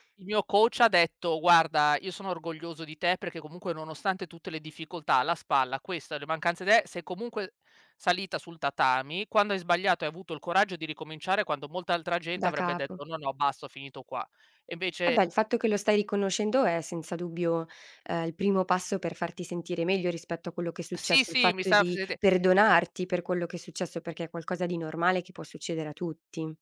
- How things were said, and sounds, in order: in English: "coach"; "presente" said as "presete"
- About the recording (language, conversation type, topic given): Italian, advice, Come posso gestire l’ansia dopo un importante fallimento professionale?